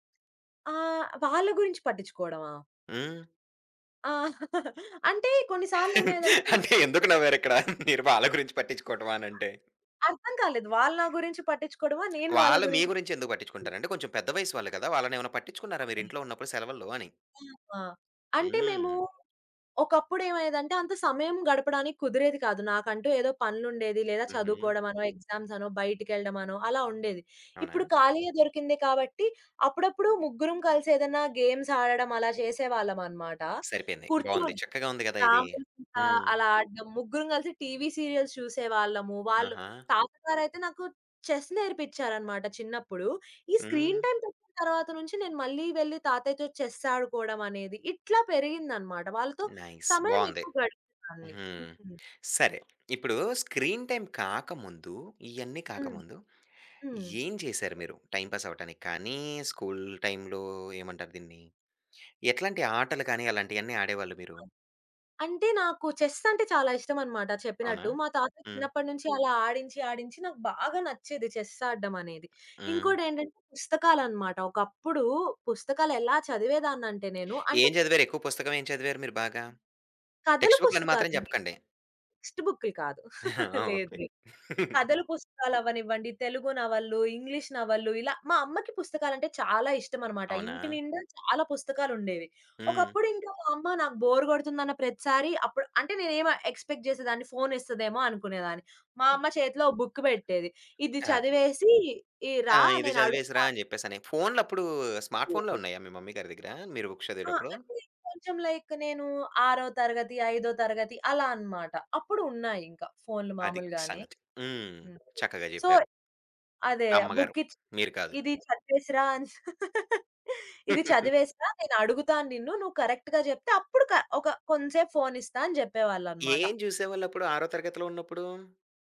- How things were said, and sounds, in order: chuckle; laughing while speaking: "అంటే ఎందుకు నవ్వారిక్కడ. మీరు వాళ్ళ గురించి పట్టించుకోటవా అని అంటే?"; other background noise; in English: "ఎగ్జామ్స్"; in English: "గేమ్స్"; in English: "సీరియల్స్"; in English: "చెస్"; in English: "స్క్రీన్ టైమ"; in English: "చెస్"; tapping; in English: "నైస్"; in English: "స్క్రీన్ టైమ్"; in English: "టైమ్ పాస్"; in English: "స్కూల్ టైమ్‌లో"; in English: "చెస్"; in English: "చెస్"; in English: "టెక్స్ట్ బుక్‌లని"; in English: "టెక్స్ట్"; chuckle; in English: "ఇంగ్లీష్"; in English: "బోర్"; in English: "ఎక్స్‌పెక్ట్"; in English: "ఫోన్"; in English: "బుక్"; in English: "స్మార్ట్ ఫోన్‌లే"; in English: "మమ్మీ"; in English: "బుక్స్"; in English: "లైక్"; in English: "సో"; in English: "బుక్"; laugh; chuckle; in English: "కరెక్ట్‌గా"
- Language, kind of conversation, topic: Telugu, podcast, మీ స్క్రీన్ టైమ్‌ను నియంత్రించడానికి మీరు ఎలాంటి పరిమితులు లేదా నియమాలు పాటిస్తారు?